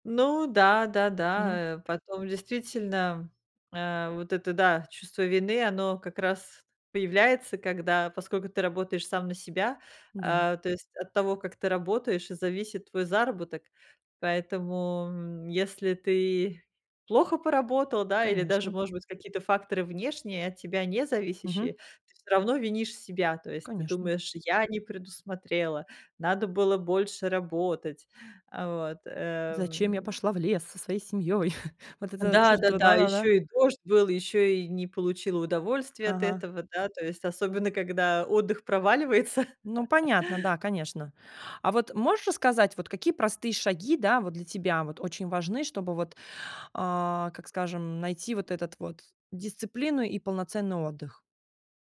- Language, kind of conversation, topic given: Russian, podcast, Как вы находите баланс между дисциплиной и полноценным отдыхом?
- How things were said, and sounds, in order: put-on voice: "Зачем я пошла в лес со своей семьёй?"; chuckle; laugh